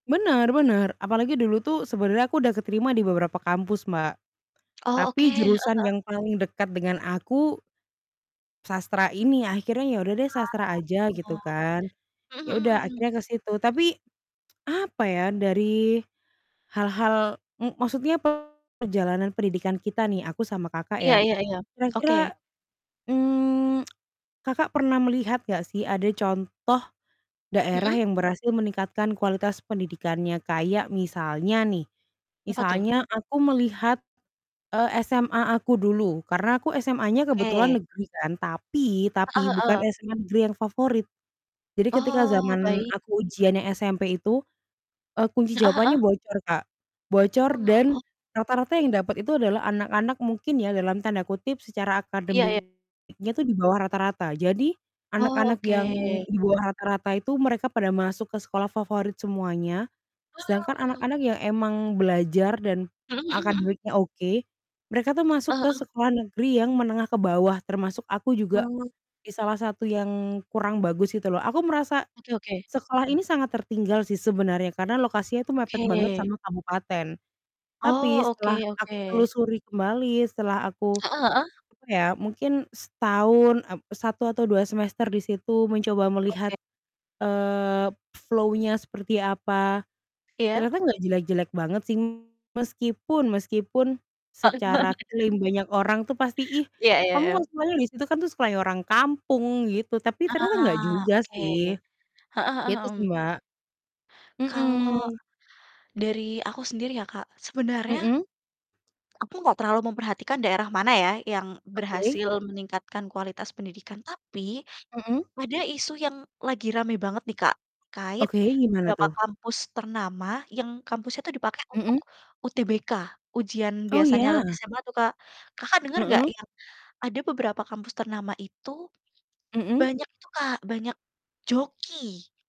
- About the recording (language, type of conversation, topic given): Indonesian, unstructured, Mengapa kualitas pendidikan berbeda-beda di setiap daerah?
- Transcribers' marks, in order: static; tapping; distorted speech; drawn out: "Ah"; tsk; tsk; unintelligible speech; in English: "flow-nya"; laugh